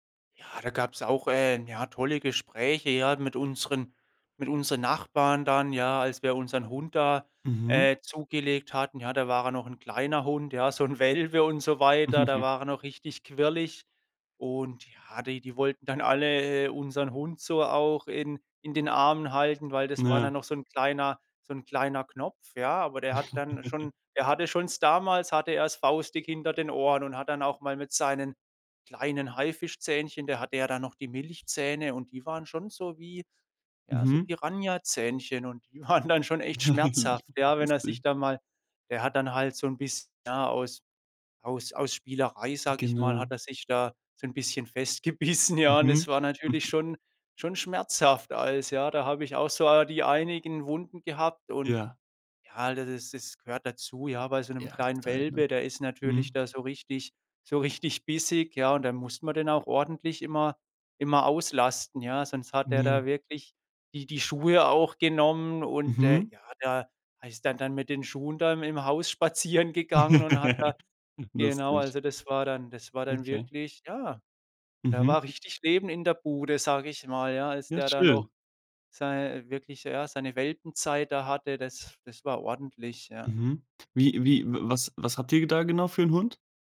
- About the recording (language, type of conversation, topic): German, podcast, Welche Begegnung in der Natur hat dich besonders berührt?
- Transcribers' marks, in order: chuckle; giggle; laughing while speaking: "die waren dann schon"; giggle; laugh